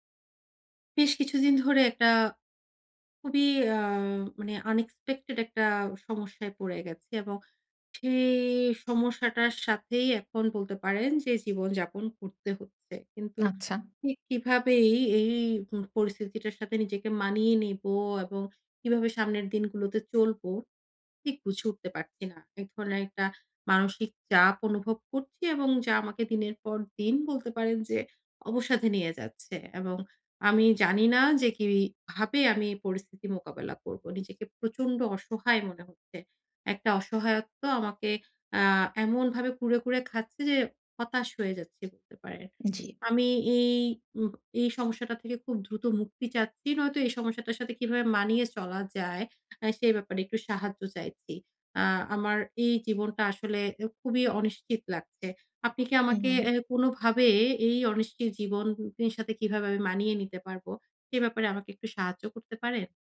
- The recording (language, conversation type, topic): Bengali, advice, অনিশ্চয়তার মধ্যে দ্রুত মানিয়ে নিয়ে কীভাবে পরিস্থিতি অনুযায়ী খাপ খাইয়ে নেব?
- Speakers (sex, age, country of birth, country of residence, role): female, 30-34, Bangladesh, Bangladesh, advisor; female, 35-39, Bangladesh, Finland, user
- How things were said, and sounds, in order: in English: "আনএক্সপেক্টেড"